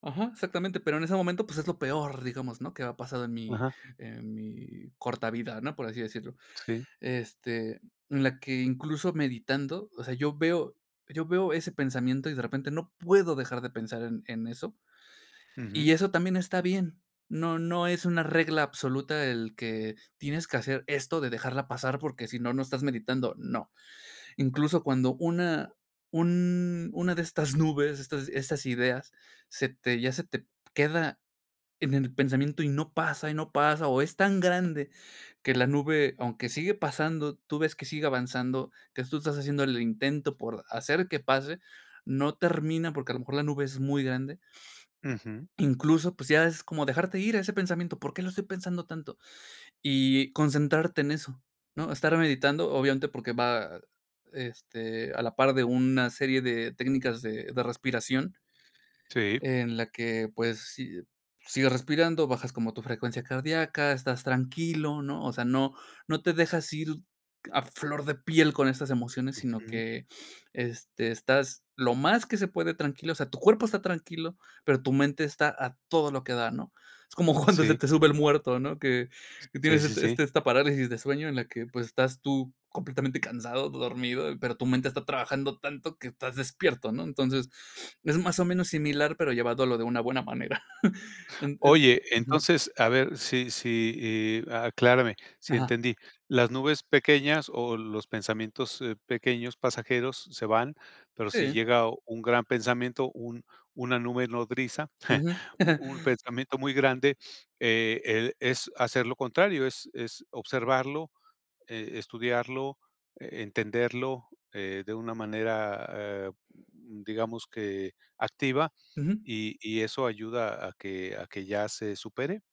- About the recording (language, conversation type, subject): Spanish, podcast, ¿Cómo manejar los pensamientos durante la práctica?
- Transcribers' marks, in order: other background noise; sniff; sniff; laughing while speaking: "Es como cuando se te sube el muerto, ¿no?"; sniff; chuckle; chuckle